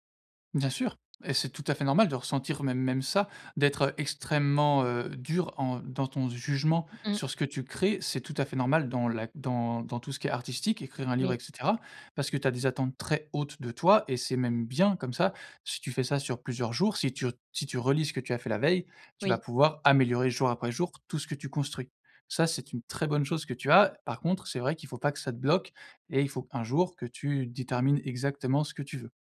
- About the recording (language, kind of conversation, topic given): French, advice, Comment surmonter un blocage d’écriture à l’approche d’une échéance ?
- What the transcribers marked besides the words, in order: other background noise; stressed: "bien"